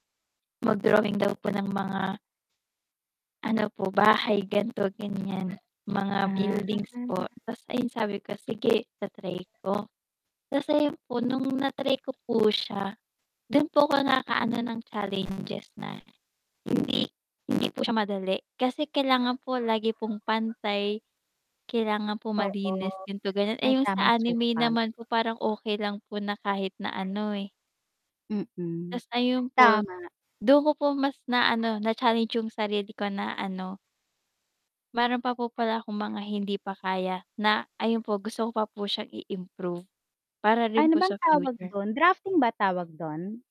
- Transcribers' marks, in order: static; distorted speech; dog barking; in Japanese: "anime"; tapping
- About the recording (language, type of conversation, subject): Filipino, unstructured, Ano ang mga pinakanakagugulat na bagay na natuklasan mo sa iyong libangan?